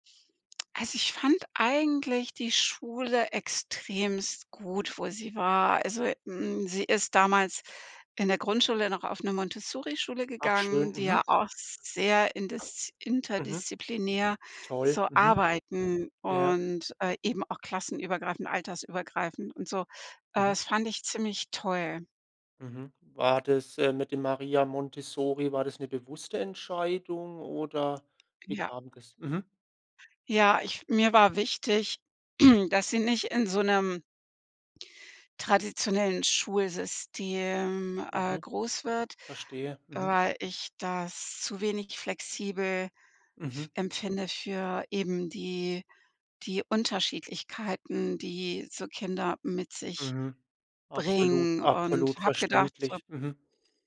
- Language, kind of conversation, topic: German, podcast, Was ist dir wichtig, an deine Kinder weiterzugeben?
- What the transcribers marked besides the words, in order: "extrem" said as "extremst"; other background noise; throat clearing